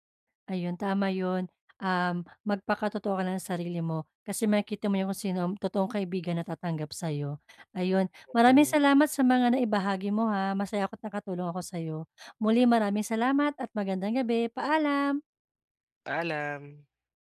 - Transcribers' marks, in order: none
- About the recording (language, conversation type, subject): Filipino, advice, Paano ako mananatiling totoo sa sarili habang nakikisama sa mga kaibigan?